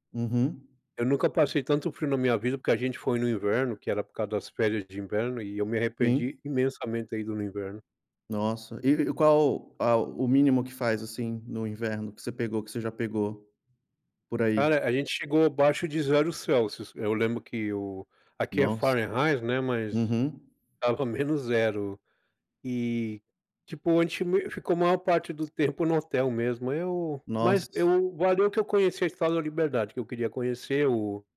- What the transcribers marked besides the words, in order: none
- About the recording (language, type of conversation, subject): Portuguese, unstructured, Qual foi a viagem mais inesquecível que você já fez?